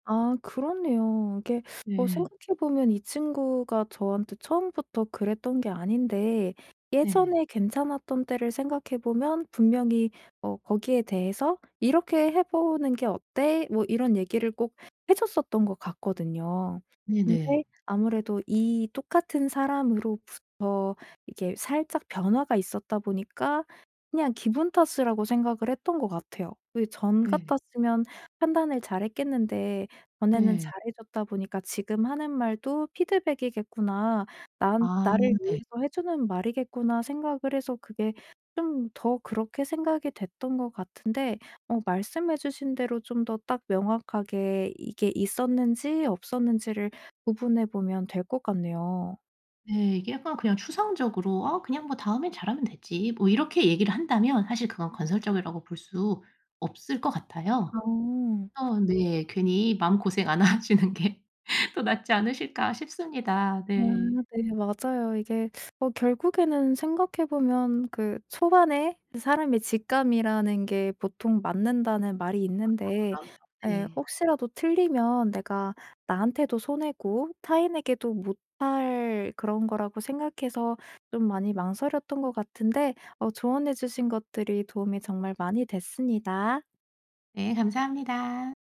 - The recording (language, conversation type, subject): Korean, advice, 건설적인 피드백과 파괴적인 비판은 어떻게 구별하나요?
- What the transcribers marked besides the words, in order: teeth sucking; other background noise; laughing while speaking: "하시는 게"; teeth sucking